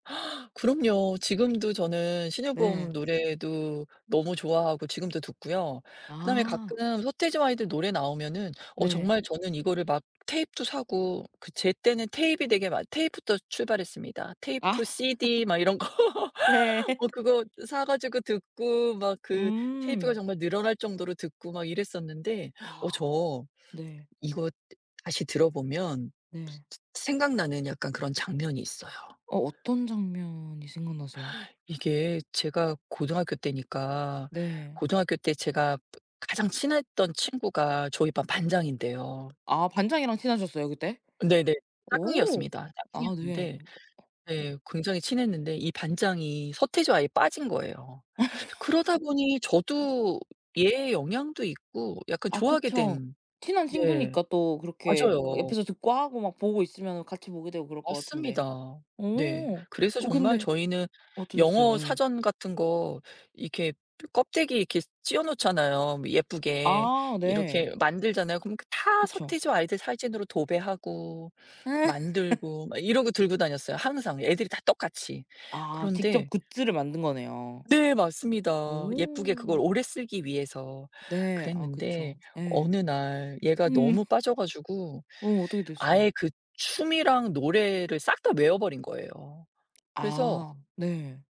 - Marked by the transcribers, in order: gasp; other background noise; laughing while speaking: "아"; laugh; laughing while speaking: "네"; laugh; laughing while speaking: "이런 거"; other noise; tapping; laugh; laugh
- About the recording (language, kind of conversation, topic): Korean, podcast, 고등학교 시절에 늘 듣던 대표적인 노래는 무엇이었나요?